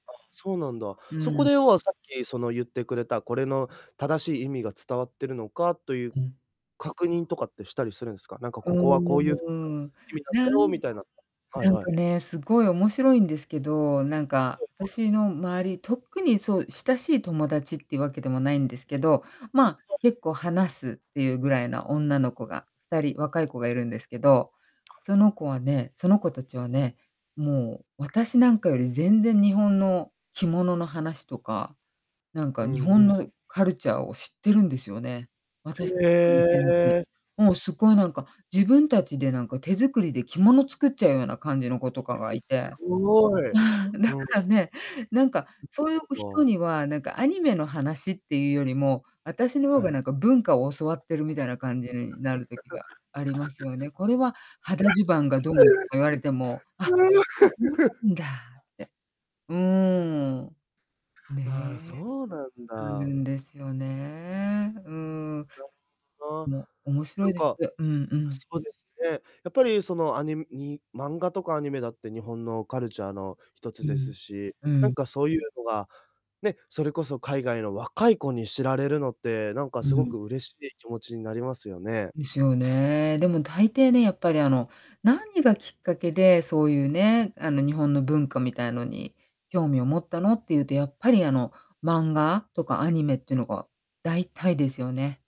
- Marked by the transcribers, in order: distorted speech; drawn out: "うーん"; drawn out: "へえ"; laughing while speaking: "ああ、だからね"; laugh; drawn out: "うーん"
- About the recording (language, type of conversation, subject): Japanese, podcast, 漫画やアニメの魅力は何だと思いますか？